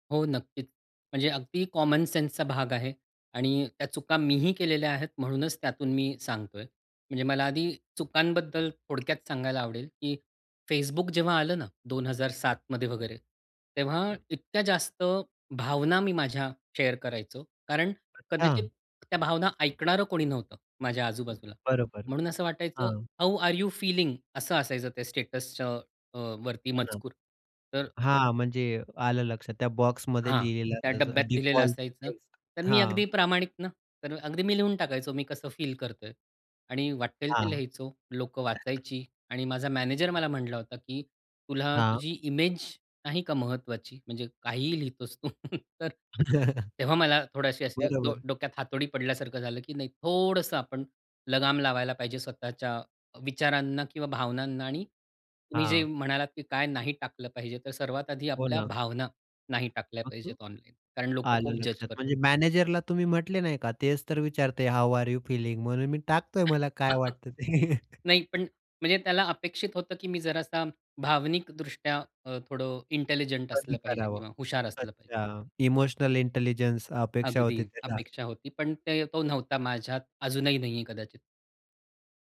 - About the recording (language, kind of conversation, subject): Marathi, podcast, कोणती गोष्ट ऑनलाइन शेअर करणे टाळले पाहिजे?
- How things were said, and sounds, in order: in English: "कॉमन सेन्सचा"; in English: "शेअर"; alarm; in English: "हाउ आर यू फीलिंग"; in English: "स्टेटसचं"; other background noise; tapping; in English: "डिफॉल्ट टेक्स्ट"; chuckle; laugh; stressed: "थोडंसं"; in English: "जज"; in English: "हाउ आर यू फीलिंग?"; chuckle; giggle; in English: "इंटेलिजंट"; in English: "इंटेलिजन्स"